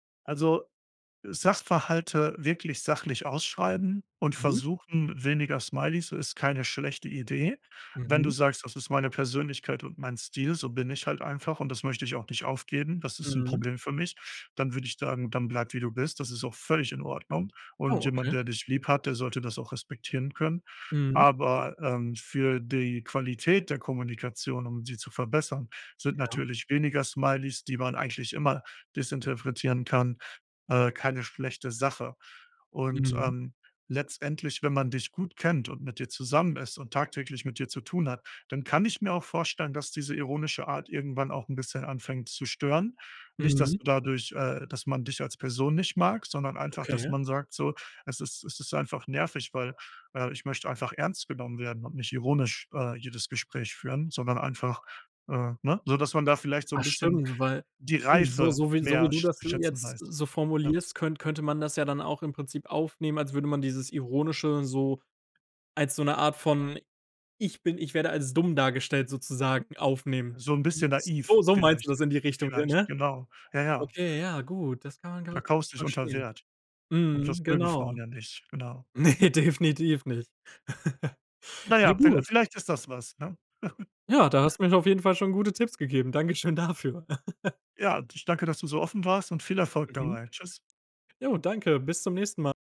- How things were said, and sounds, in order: stressed: "völlig"; unintelligible speech; laughing while speaking: "Ne, definitiv nicht"; laugh; laugh; laughing while speaking: "dafür"; laugh
- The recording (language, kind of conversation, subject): German, advice, Wie ist das Missverständnis durch Textnachrichten eskaliert?